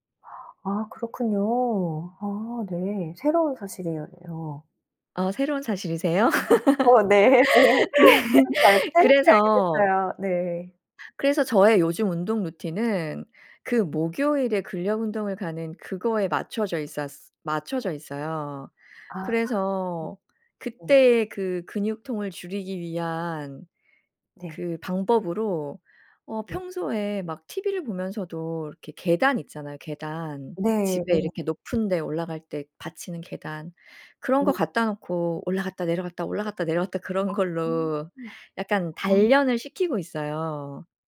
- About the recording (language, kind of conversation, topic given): Korean, podcast, 규칙적인 운동 루틴은 어떻게 만드세요?
- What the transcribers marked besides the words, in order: laughing while speaking: "네"; laugh; laughing while speaking: "네"; other background noise